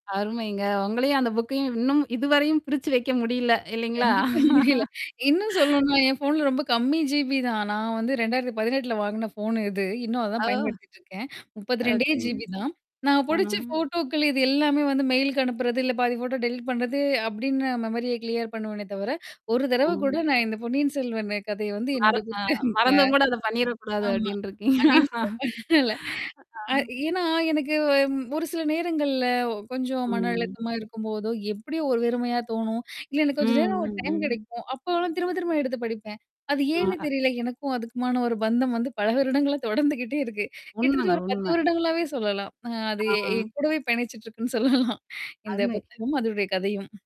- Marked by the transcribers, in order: laughing while speaking: "கண்டிப்பா தெரியல"; distorted speech; laugh; in English: "ஜிபி"; static; in English: "ஜிபி"; in English: "மெயிலுக்கு"; in English: "டெலீட்"; in English: "மெமரிய கிளியர்"; laughing while speaking: "அப்பிடின்றிருக்கீங்க. ஆ"; unintelligible speech; tapping; other background noise; mechanical hum; laughing while speaking: "வந்து பல வருடங்களா தொடர்ந்துக்கிட்டே இருக்கு"; drawn out: "ஆ"; laughing while speaking: "இருக்குன்னு சொல்லலாம்"
- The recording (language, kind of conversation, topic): Tamil, podcast, ஒரு கதையை மீண்டும் பார்க்கும்போது, அதை ரசிக்க உங்களைத் தூண்டும் முக்கிய காரணம் என்ன?